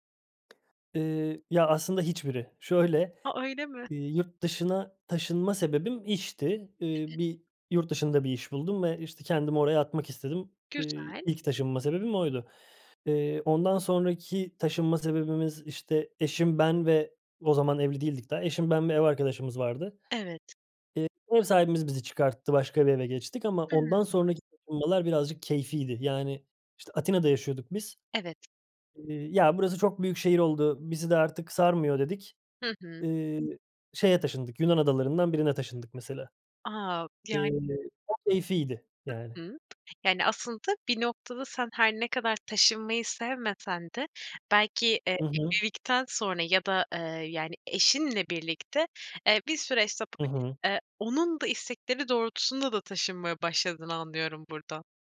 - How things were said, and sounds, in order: tapping; other noise; other background noise; unintelligible speech
- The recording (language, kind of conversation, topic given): Turkish, podcast, Yeni bir semte taşınan biri, yeni komşularıyla ve mahalleyle en iyi nasıl kaynaşır?